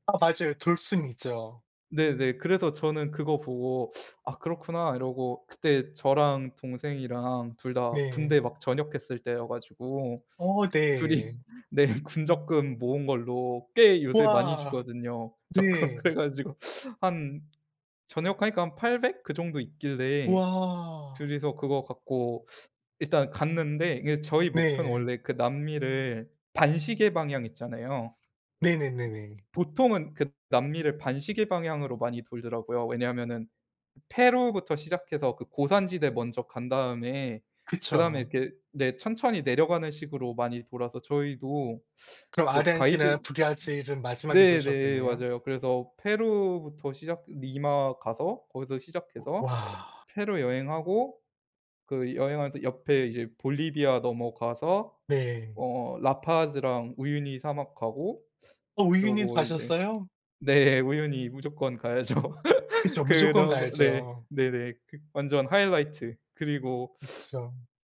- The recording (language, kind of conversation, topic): Korean, unstructured, 가장 행복했던 가족 여행의 기억을 들려주실 수 있나요?
- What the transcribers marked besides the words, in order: laughing while speaking: "둘 이 네"; other background noise; laughing while speaking: "적금. 그래가지고"; tapping; "브라질" said as "브랴질"; laughing while speaking: "네. 우유니 무조건 가야죠"; laugh